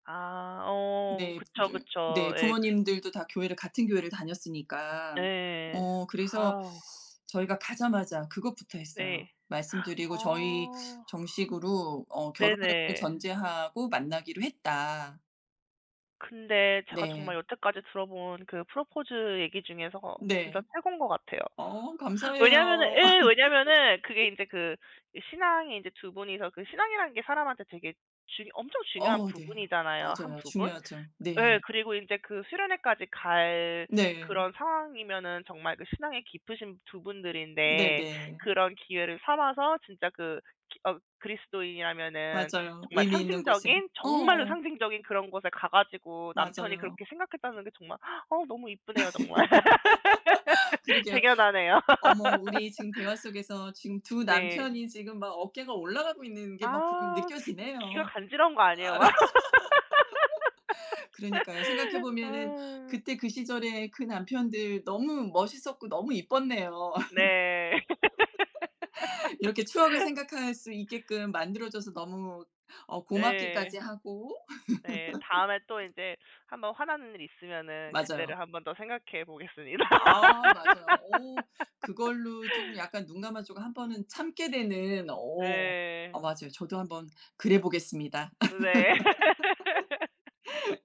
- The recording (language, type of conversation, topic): Korean, unstructured, 연애하면서 가장 기억에 남는 깜짝 이벤트가 있었나요?
- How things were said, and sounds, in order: gasp; other background noise; laugh; tapping; laugh; laugh; laugh; laughing while speaking: "막"; laugh; laugh; laugh; laugh; background speech; laugh